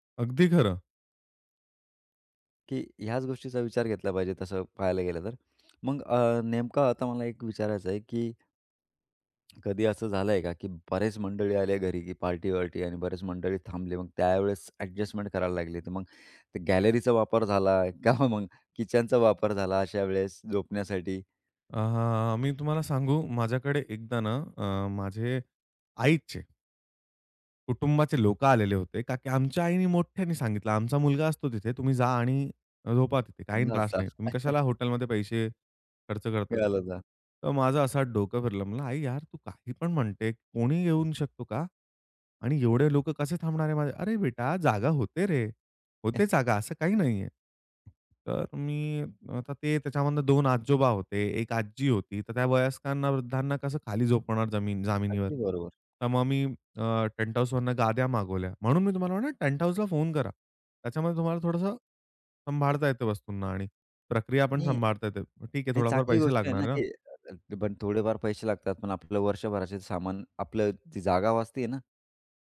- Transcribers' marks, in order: tapping; unintelligible speech; laugh; chuckle; other background noise
- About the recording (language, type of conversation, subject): Marathi, podcast, घरात जागा कमी असताना घराची मांडणी आणि व्यवस्थापन तुम्ही कसे करता?